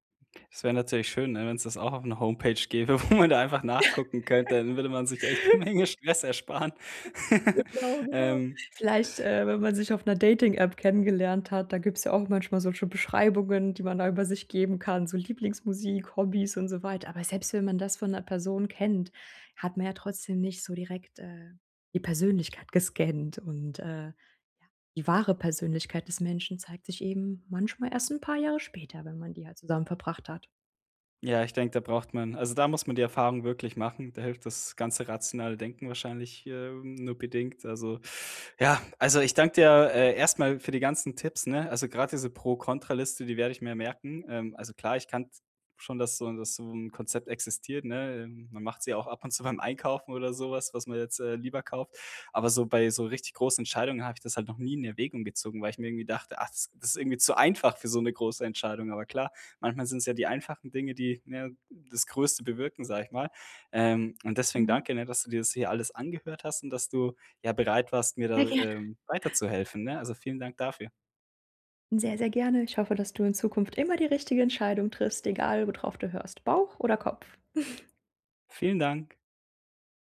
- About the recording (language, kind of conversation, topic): German, advice, Wie entscheide ich bei wichtigen Entscheidungen zwischen Bauchgefühl und Fakten?
- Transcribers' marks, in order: laugh; laughing while speaking: "wo"; laughing while speaking: "'ne Menge Stress ersparen"; chuckle; chuckle